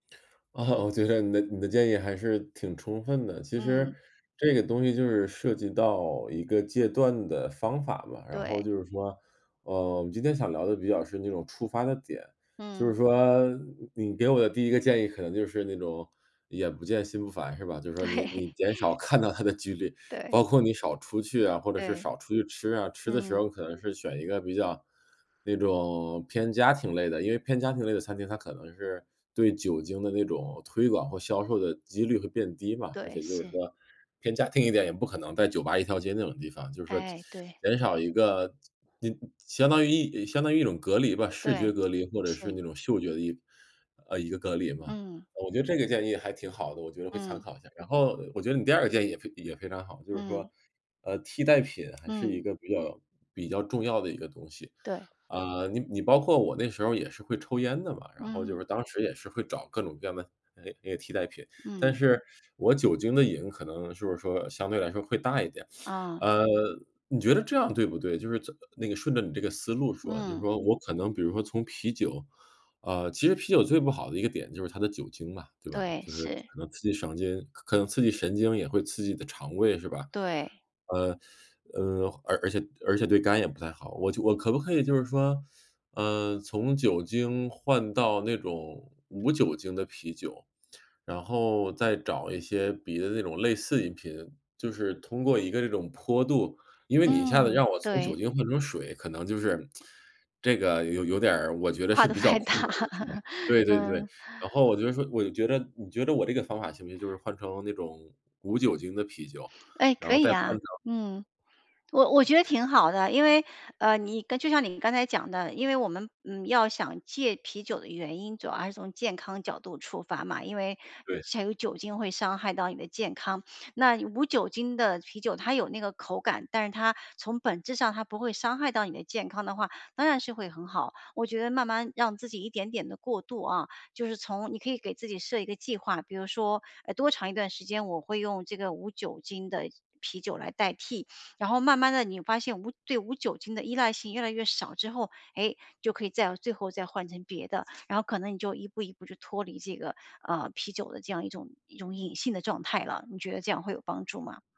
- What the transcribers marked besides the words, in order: tapping; teeth sucking; tsk; laughing while speaking: "跨得太大"; laugh; other background noise
- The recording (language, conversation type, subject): Chinese, advice, 我该如何找出让自己反复养成坏习惯的触发点？